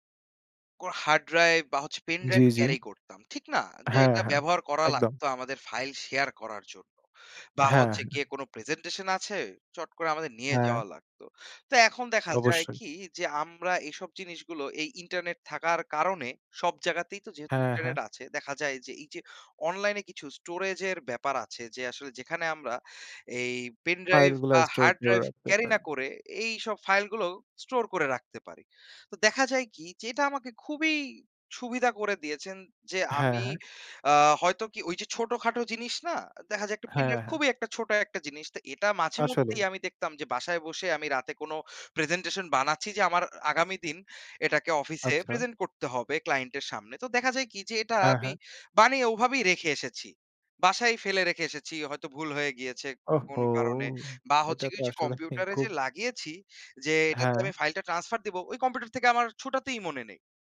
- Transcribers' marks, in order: none
- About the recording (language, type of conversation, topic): Bengali, unstructured, অ্যাপগুলি আপনার জীবনে কোন কোন কাজ সহজ করেছে?